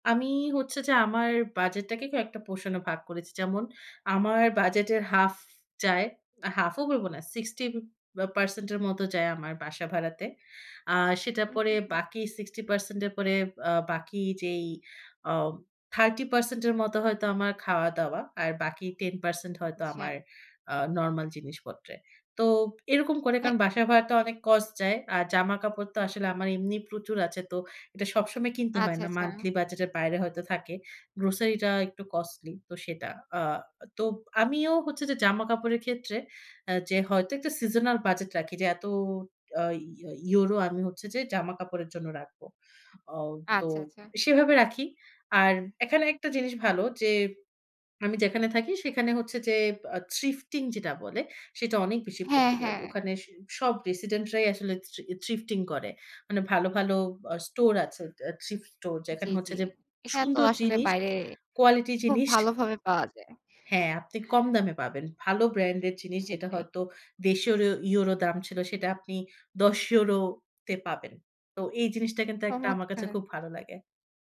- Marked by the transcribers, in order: tapping; other background noise; in English: "costly"; in English: "thrifting"; in English: "residents"; in English: "thrifting"; in English: "thrift store"; in English: "quality"; "চমৎকার" said as "সৎকার"
- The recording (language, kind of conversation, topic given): Bengali, podcast, আপনি যে পোশাক পরলে সবচেয়ে আত্মবিশ্বাসী বোধ করেন, সেটার অনুপ্রেরণা আপনি কার কাছ থেকে পেয়েছেন?
- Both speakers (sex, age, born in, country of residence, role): female, 25-29, Bangladesh, Bangladesh, host; female, 25-29, Bangladesh, Finland, guest